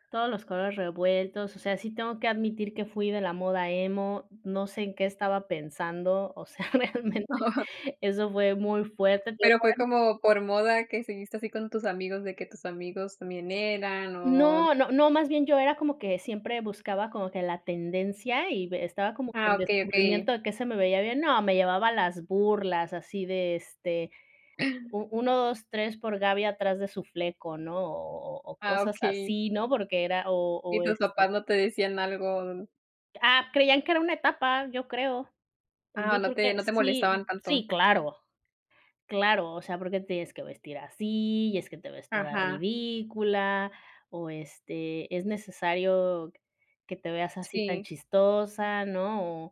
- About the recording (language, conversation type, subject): Spanish, unstructured, ¿Cómo compartir recuerdos puede fortalecer una amistad?
- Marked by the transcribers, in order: laugh; chuckle; unintelligible speech; gasp